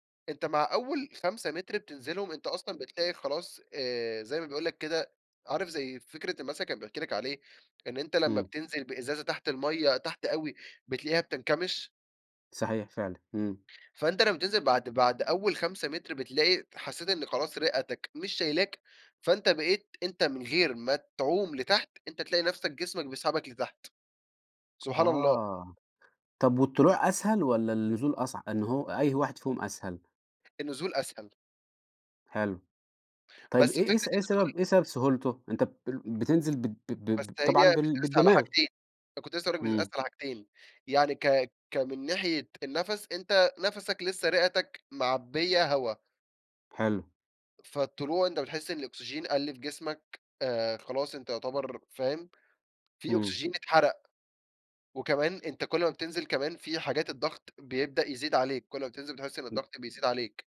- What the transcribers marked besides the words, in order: tapping; other background noise; horn; unintelligible speech
- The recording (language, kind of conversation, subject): Arabic, podcast, إيه هي هوايتك المفضلة وليه بتحبّها؟